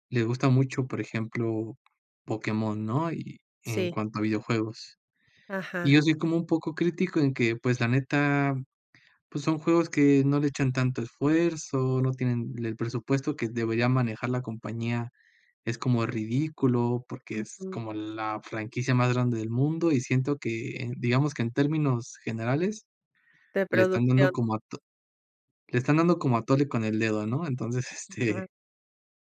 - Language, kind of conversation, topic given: Spanish, advice, ¿Cómo te sientes cuando temes compartir opiniones auténticas por miedo al rechazo social?
- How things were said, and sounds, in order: tapping; other noise; laughing while speaking: "Entonces, este"